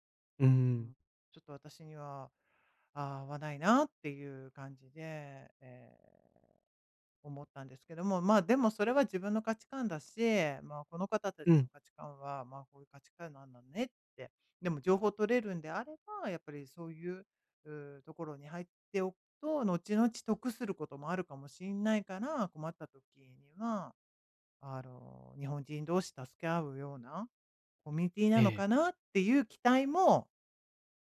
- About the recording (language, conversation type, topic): Japanese, advice, 批判されたとき、自分の価値と意見をどのように切り分けますか？
- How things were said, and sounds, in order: none